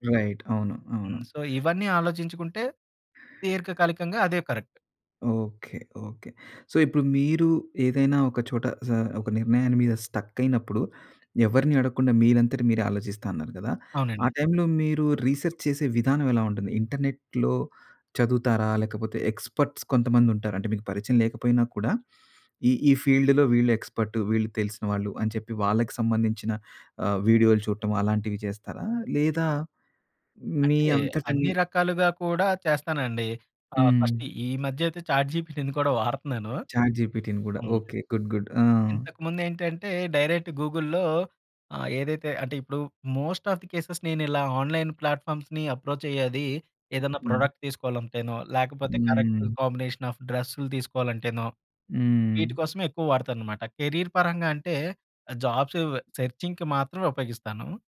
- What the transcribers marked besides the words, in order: in English: "రైట్"; in English: "సో"; other background noise; in English: "కరెక్ట్"; in English: "సో"; in English: "స్టక్"; in English: "రీసెర్చ్"; in English: "ఇంటర్నెట్‌లో"; in English: "ఎక్స్‌పర్ట్స్"; in English: "ఫీల్డ్‌లో"; in English: "ఫస్ట్"; in English: "చాట్‌జిపిటిని"; in English: "చాట్‌జిపిటిని"; in English: "గుడ్, గుడ్"; in English: "డైరెక్ట్ గూగుల్‌లో"; in English: "మోస్ట్ ఆఫ్ ది కేసెస్"; in English: "ఆన్‍లైన్ ప్లాట్‍ఫామ్స్‌ని అప్రోచ్"; in English: "ప్రోడక్ట్"; in English: "కరెక్ట్ కాంబినేషన్ ఆఫ్"; in English: "కెరీర్"; in English: "సెర్చింగ్‌కి"
- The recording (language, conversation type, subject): Telugu, podcast, ఒంటరిగా ముందుగా ఆలోచించి, తర్వాత జట్టుతో పంచుకోవడం మీకు సబబా?